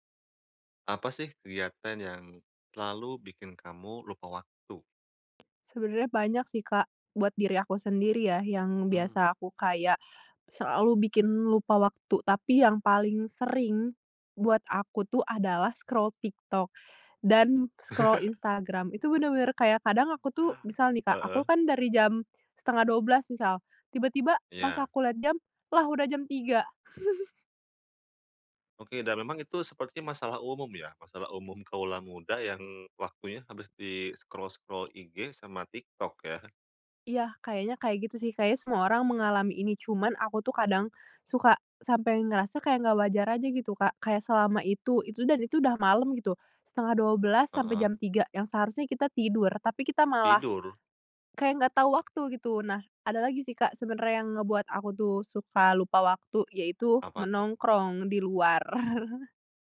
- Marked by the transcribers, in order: tapping; in English: "scroll"; in English: "scroll"; chuckle; giggle; "dan" said as "da"; in English: "scroll-scroll"; chuckle
- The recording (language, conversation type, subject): Indonesian, podcast, Apa kegiatan yang selalu bikin kamu lupa waktu?